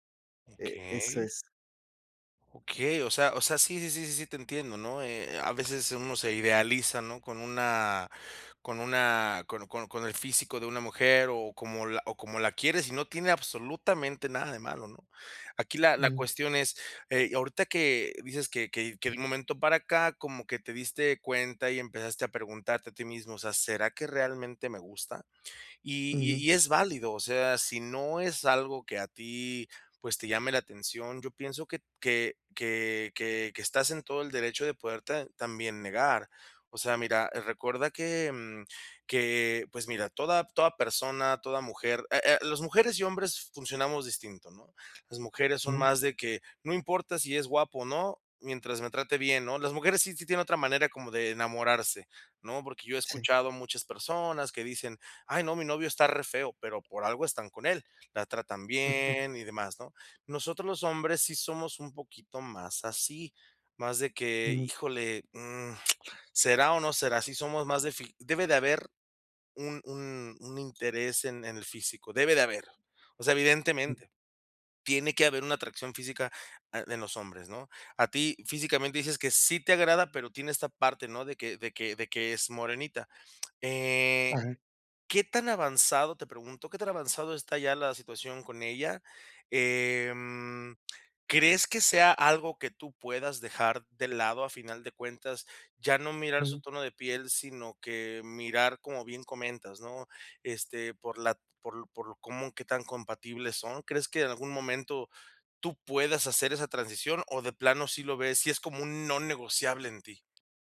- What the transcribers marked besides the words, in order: other background noise
- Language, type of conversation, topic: Spanish, advice, ¿Cómo puedo mantener la curiosidad cuando todo cambia a mi alrededor?